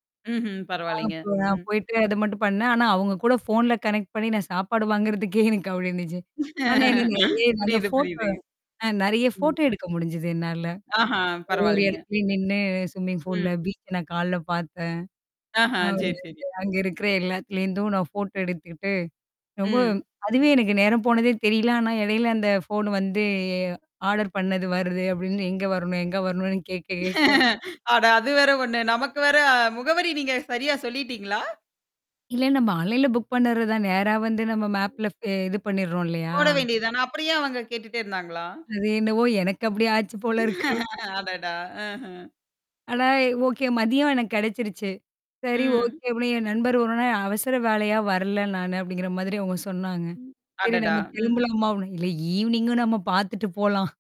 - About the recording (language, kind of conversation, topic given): Tamil, podcast, ஒரு வாரம் தனியாக பொழுதுபோக்குக்கு நேரம் கிடைத்தால், அந்த நேரத்தை நீங்கள் எப்படி செலவிடுவீர்கள்?
- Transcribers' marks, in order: mechanical hum; in English: "கனெக்ட்"; laugh; other background noise; distorted speech; in English: "ஃபோட்டோ"; in English: "ஃபோட்டோ"; in English: "ஸ்விம்மிங் பூல்ல பீச்ச"; in English: "ஃபோட்டோ"; static; in English: "ஆடர்"; laugh; in English: "புக்"; in English: "மேப்ல"; laughing while speaking: "போல இருக்கு"; laugh; laughing while speaking: "அடடா!"; other noise; unintelligible speech; laughing while speaking: "பாத்துட்டு போலாம்"